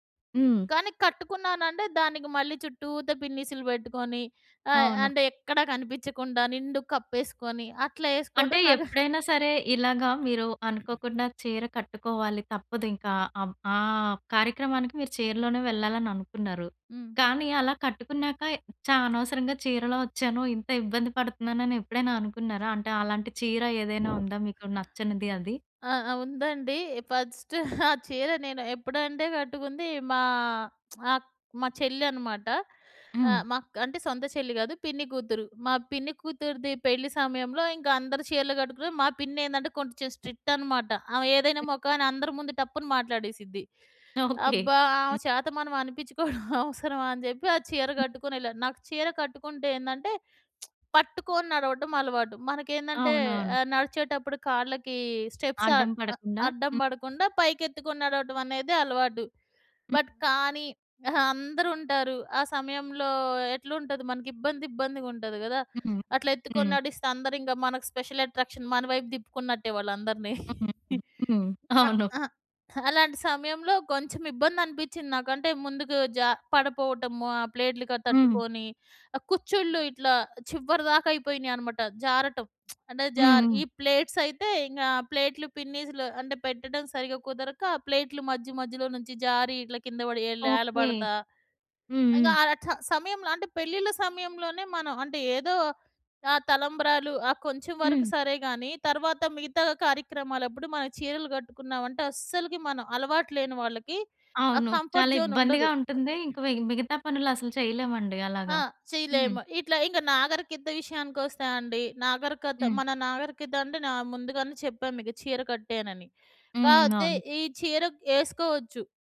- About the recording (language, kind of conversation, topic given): Telugu, podcast, సంస్కృతి మీ స్టైల్‌పై ఎలా ప్రభావం చూపింది?
- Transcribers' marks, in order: other background noise; tapping; wind; in English: "ఫస్ట్"; lip smack; chuckle; lip smack; in English: "స్టెప్స్"; in English: "బట్"; in English: "స్పెషల్ అట్రాక్షన్"; chuckle; lip smack; in English: "కంఫర్ట్ జోన్"; "పైగా" said as "వైగ్"